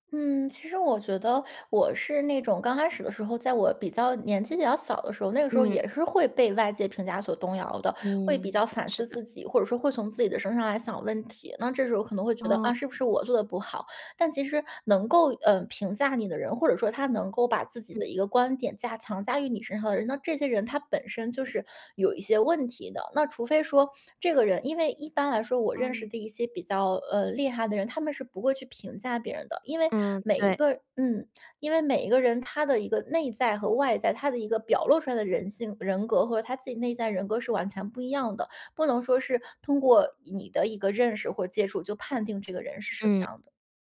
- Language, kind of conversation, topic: Chinese, podcast, 你会如何应对别人对你变化的评价？
- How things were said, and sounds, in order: none